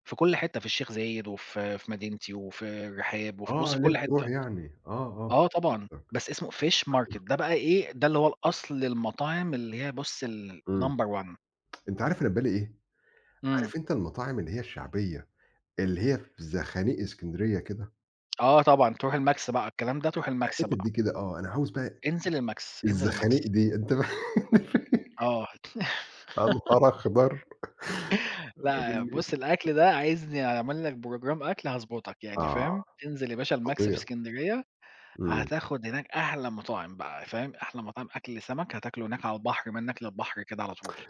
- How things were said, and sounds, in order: in English: "Fish Market"; unintelligible speech; in English: "الnumber one"; laugh; laughing while speaking: "يا نهار أخضر"; laugh; chuckle; unintelligible speech; in English: "program"
- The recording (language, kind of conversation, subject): Arabic, unstructured, إيه الأكلة اللي بتفكّرك بطفولتك؟